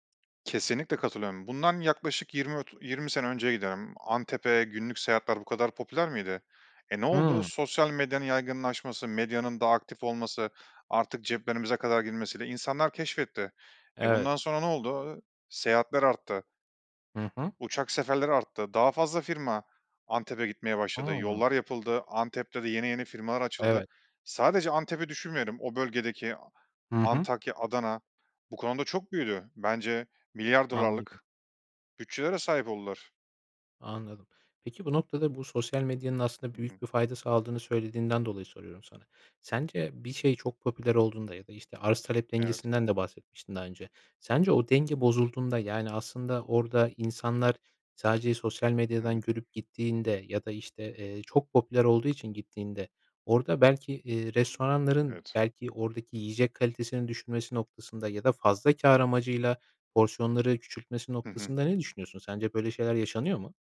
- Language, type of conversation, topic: Turkish, podcast, Sokak yemekleri bir ülkeye ne katar, bu konuda ne düşünüyorsun?
- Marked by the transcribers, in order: other background noise; tapping